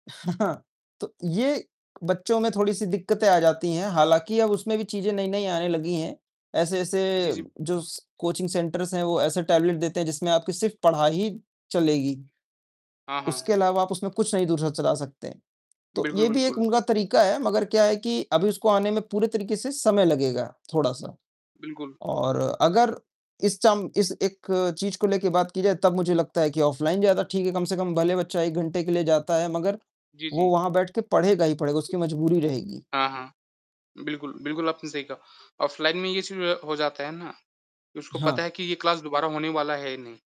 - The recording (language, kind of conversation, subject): Hindi, unstructured, क्या ऑनलाइन पढ़ाई, ऑफ़लाइन पढ़ाई से बेहतर हो सकती है?
- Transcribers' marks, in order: chuckle; distorted speech; in English: "कोचिंग सेंटर्स"; unintelligible speech; mechanical hum; static; other noise; in English: "क्लास"